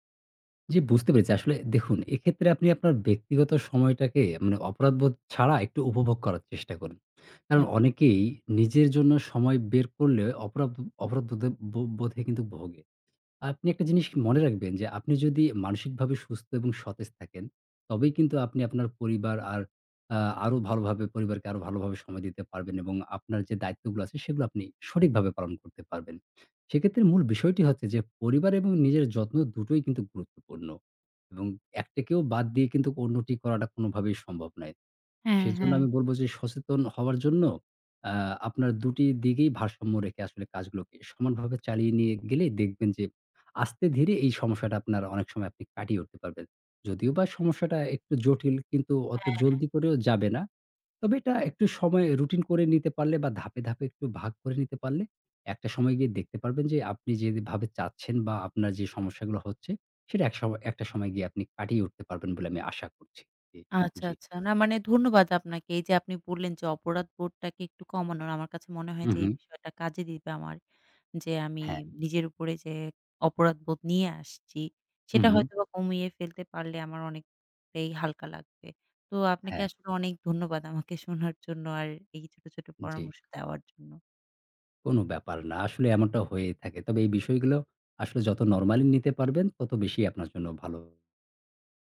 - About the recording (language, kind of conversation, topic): Bengali, advice, পরিবার ও নিজের সময়ের মধ্যে ভারসাম্য রাখতে আপনার কষ্ট হয় কেন?
- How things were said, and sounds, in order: other background noise; tapping; laughing while speaking: "আমাকে শোনার জন্য"; in English: "নরমালি"